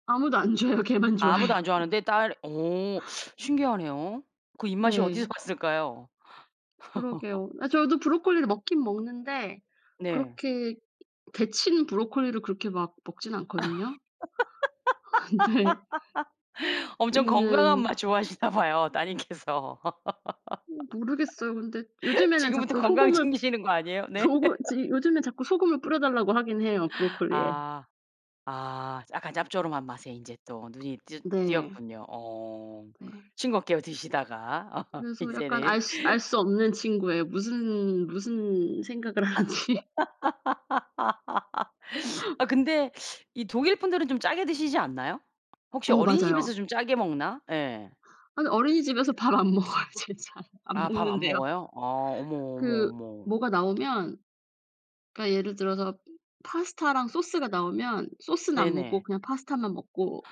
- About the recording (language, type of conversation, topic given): Korean, podcast, 요리로 사랑을 표현하는 방법은 무엇이라고 생각하시나요?
- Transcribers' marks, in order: laughing while speaking: "좋아해요. 걔만 좋아해요"; laughing while speaking: "어디서"; laugh; other background noise; tapping; laugh; laughing while speaking: "근데"; laughing while speaking: "좋아하시나 봐요 따님께서. 지금부터 건강 챙기시는 거 아니에요, 네?"; laugh; laugh; laughing while speaking: "드시다가 이제는"; laughing while speaking: "하는지"; laugh; laughing while speaking: "먹어요. 쟤 잘 안 먹는데요"